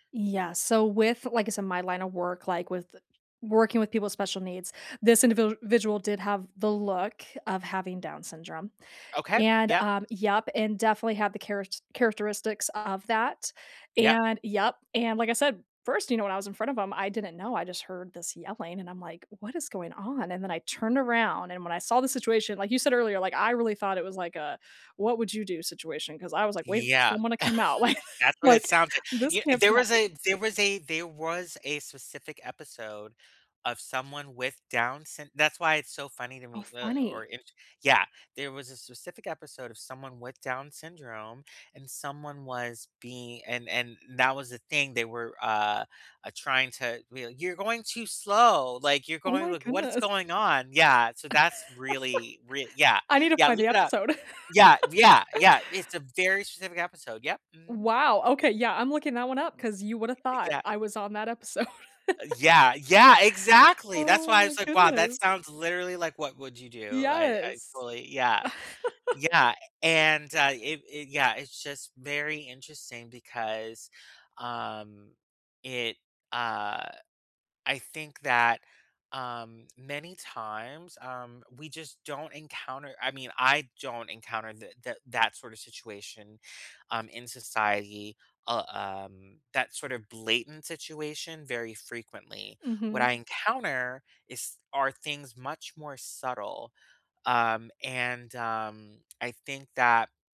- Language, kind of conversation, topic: English, unstructured, How do you handle situations when you see someone being treated unfairly?
- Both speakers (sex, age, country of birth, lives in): female, 30-34, United States, United States; male, 35-39, United States, United States
- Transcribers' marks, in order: "individual" said as "individu vidual"; chuckle; laughing while speaking: "I"; laugh; laugh; stressed: "yeah, exactly"; laughing while speaking: "episode"; laugh; laugh